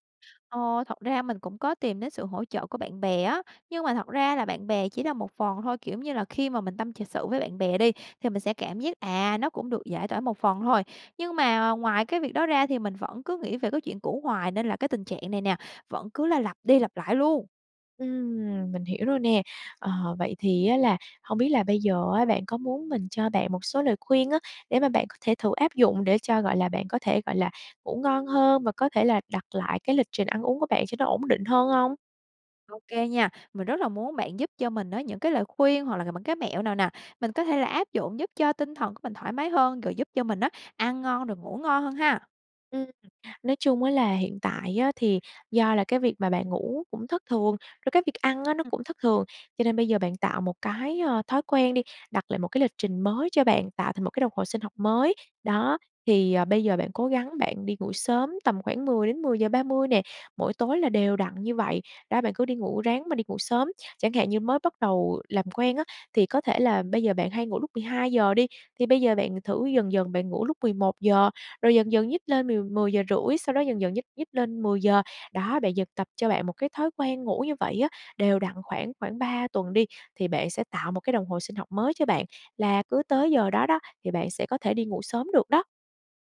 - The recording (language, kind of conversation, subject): Vietnamese, advice, Bạn đang bị mất ngủ và ăn uống thất thường vì đau buồn, đúng không?
- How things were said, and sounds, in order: other background noise; tapping; "những" said as "mững"; unintelligible speech; unintelligible speech